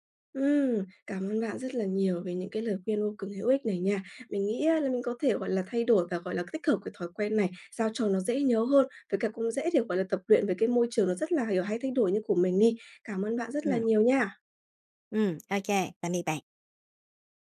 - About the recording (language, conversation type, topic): Vietnamese, advice, Làm sao để không quên thói quen khi thay đổi môi trường hoặc lịch trình?
- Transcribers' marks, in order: other background noise; tapping